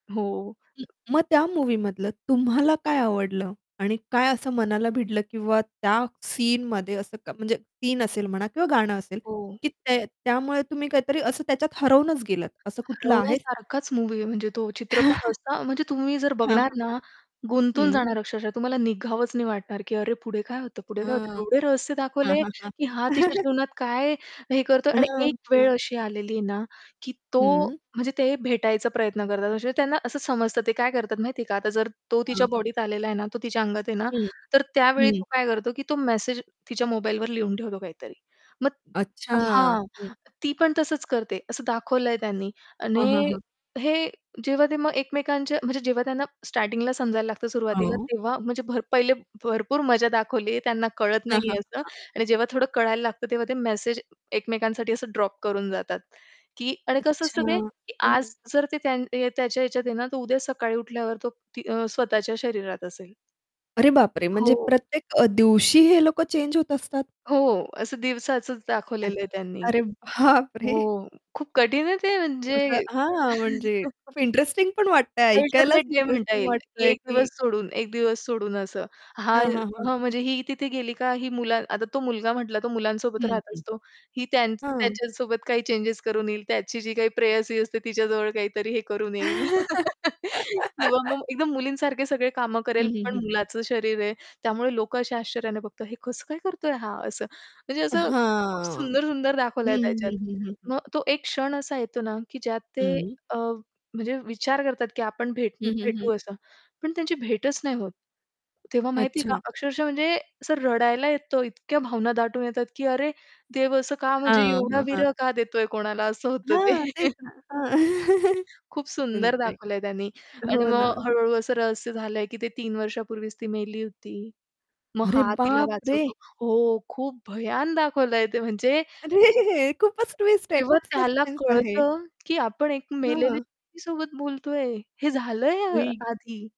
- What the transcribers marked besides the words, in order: other noise; tapping; other background noise; static; chuckle; chuckle; laughing while speaking: "अरे बापरे!"; chuckle; distorted speech; laugh; background speech; laughing while speaking: "होतं ते"; chuckle; surprised: "अरे बापरे!"; laughing while speaking: "अरे!"; in English: "ट्विस्ट"; in English: "सस्पेन्स"; unintelligible speech
- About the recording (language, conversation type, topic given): Marathi, podcast, तुम्हाला कधी एखाद्या चित्रपटाने पाहताक्षणीच वेगळ्या जगात नेल्यासारखं वाटलं आहे का?